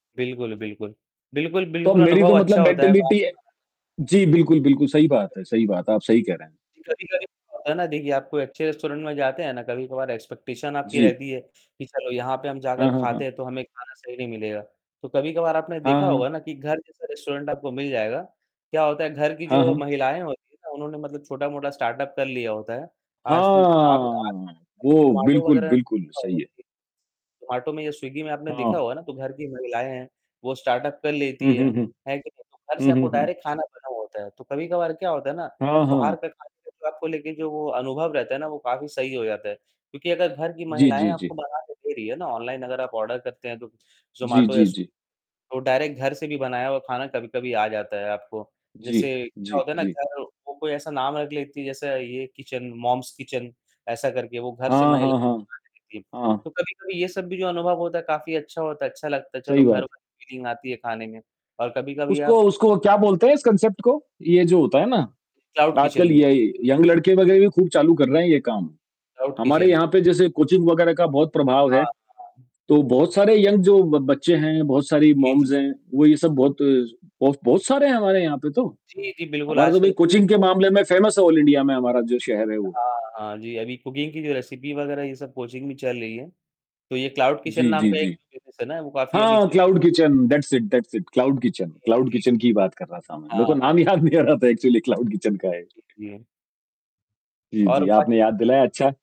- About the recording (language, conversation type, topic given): Hindi, unstructured, बाहर का खाना खाने में आपको सबसे ज़्यादा किस बात का डर लगता है?
- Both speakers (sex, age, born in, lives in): female, 40-44, India, India; male, 18-19, India, India
- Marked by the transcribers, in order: static; distorted speech; in English: "मेंटैलिटी"; in English: "रेस्टोरेंट"; in English: "एक्सपेक्टेशन"; in English: "रेस्टोरेंट"; other background noise; unintelligible speech; in English: "डायरेक्ट"; in English: "डायरेक्ट"; in English: "फीलिंग"; in English: "कॉन्सेप्ट"; in English: "क्लाउड किचन"; in English: "यंग"; in English: "क्लाउड किचन"; in English: "कोचिंग"; in English: "यंग"; in English: "मॉम्स"; in English: "कोचिंग"; in English: "फेमस"; unintelligible speech; in English: "ऑल"; in English: "कुकिंग"; in English: "रेसिपी"; in English: "कोचिंग"; in English: "क्लाउड किचन"; in English: "बिज़नेस"; in English: "क्लाउड किचन, दैट्स इट दैट्स इट, क्लाउड किचन क्लाउड किचन"; laughing while speaking: "नाम याद नहीं आ रहा था एक्चुअली क्लाउड किचन का ये"; in English: "एक्चुअली क्लाउड किचन"; tapping; unintelligible speech